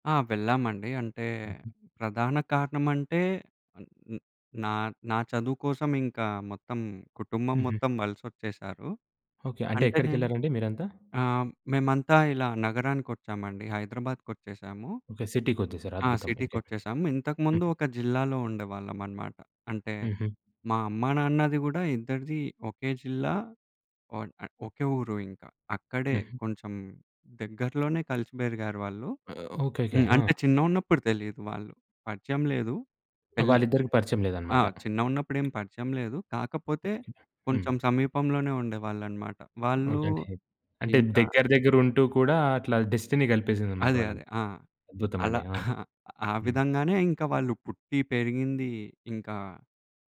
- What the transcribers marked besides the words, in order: in English: "సిటీకొచ్చేసాము"; in English: "సిటీకొచ్చేసారు"; other background noise; tapping; in English: "డెస్టినీ"; chuckle
- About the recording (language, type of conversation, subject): Telugu, podcast, మీ కుటుంబంలో వలస వెళ్లిన లేదా కొత్త ఊరికి మారిన అనుభవాల గురించి వివరంగా చెప్పగలరా?